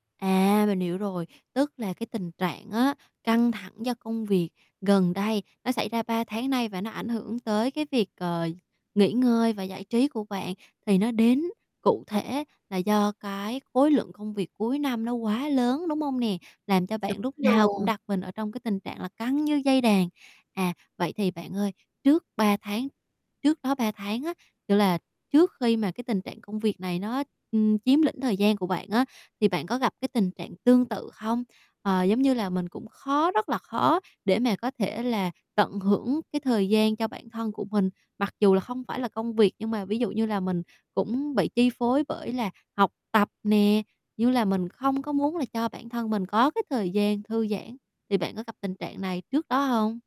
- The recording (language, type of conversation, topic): Vietnamese, advice, Vì sao tôi luôn cảm thấy căng thẳng khi cố gắng thư giãn ở nhà?
- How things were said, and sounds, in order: tapping; distorted speech; other background noise